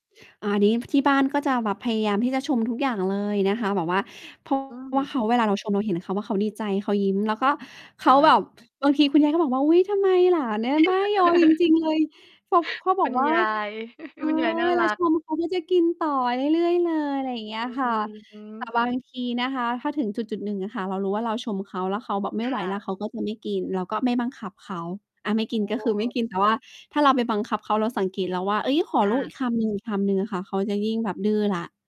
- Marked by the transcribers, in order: mechanical hum; distorted speech; chuckle; chuckle
- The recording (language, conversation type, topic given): Thai, podcast, คุณมีวิธีปรับเมนูอย่างไรให้เด็กยอมกินผักมากขึ้น?